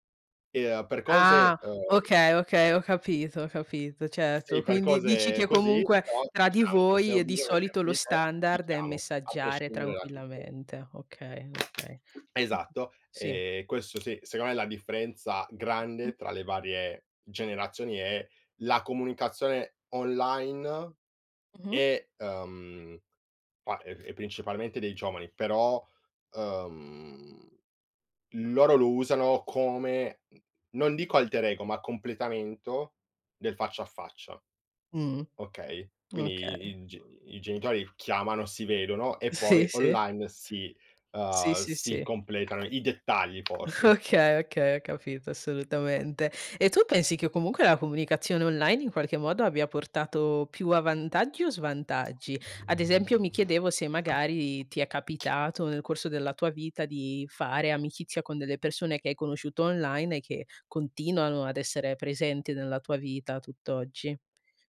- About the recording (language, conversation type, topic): Italian, podcast, Come comunichi online rispetto a quando parli faccia a faccia?
- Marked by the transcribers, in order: tapping; other background noise; in Latin: "alter ego"; laughing while speaking: "Okay"